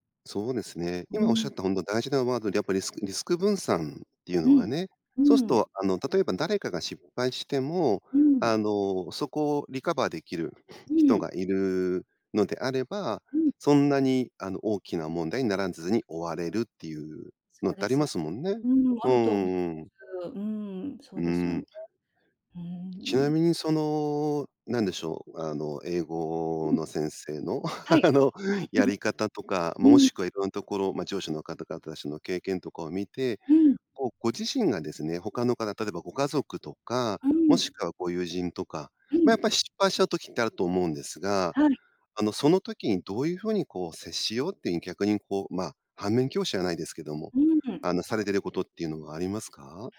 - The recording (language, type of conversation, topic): Japanese, podcast, 失敗を許す環境づくりはどうすればいいですか？
- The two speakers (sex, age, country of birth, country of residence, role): female, 40-44, Japan, United States, guest; male, 50-54, Japan, Japan, host
- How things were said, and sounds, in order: chuckle; laughing while speaking: "あの"; chuckle